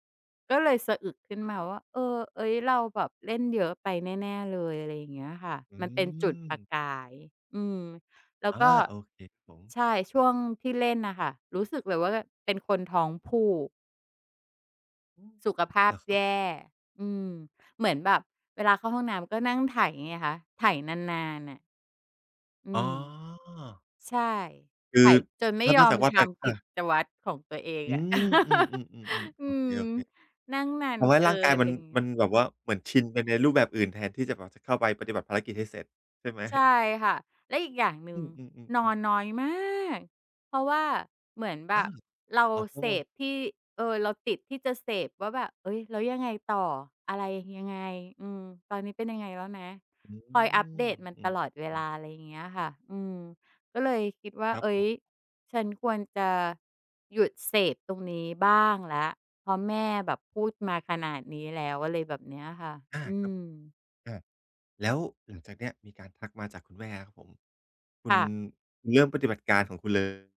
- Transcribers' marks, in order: drawn out: "อ๋อ"; laugh; chuckle; stressed: "มาก"
- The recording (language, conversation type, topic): Thai, podcast, คุณเคยลองงดใช้อุปกรณ์ดิจิทัลสักพักไหม แล้วผลเป็นอย่างไรบ้าง?
- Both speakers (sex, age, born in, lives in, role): female, 45-49, Thailand, Thailand, guest; male, 45-49, Thailand, Thailand, host